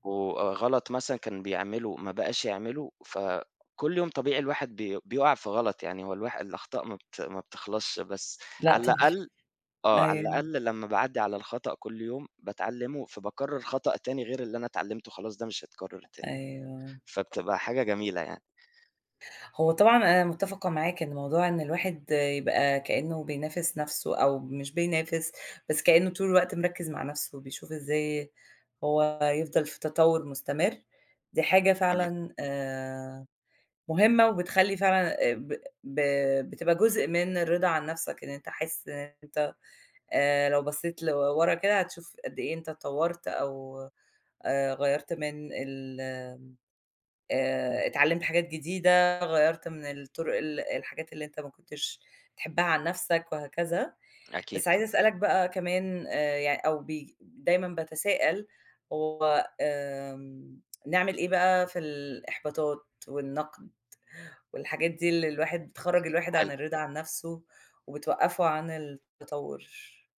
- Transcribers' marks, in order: other background noise; tapping; unintelligible speech
- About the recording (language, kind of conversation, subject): Arabic, unstructured, إيه اللي بيخلّيك تحس بالرضا عن نفسك؟